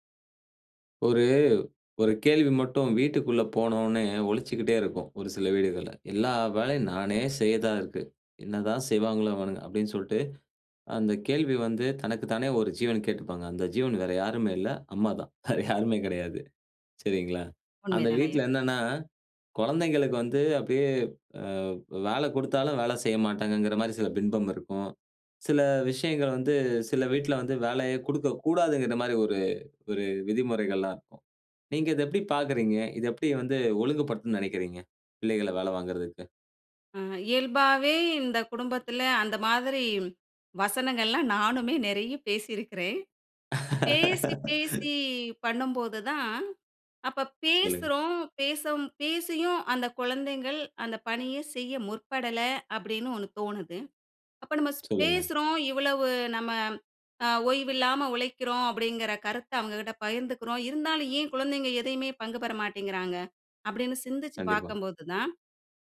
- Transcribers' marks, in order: "செய்யறதா" said as "செய்தா"; laughing while speaking: "வேற யாருமே கிடையாது"; laughing while speaking: "நெறைய பேசியிருக்கிறேன்"; laugh
- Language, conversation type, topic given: Tamil, podcast, வீட்டுப் பணிகளில் பிள்ளைகள் எப்படிப் பங்குபெறுகிறார்கள்?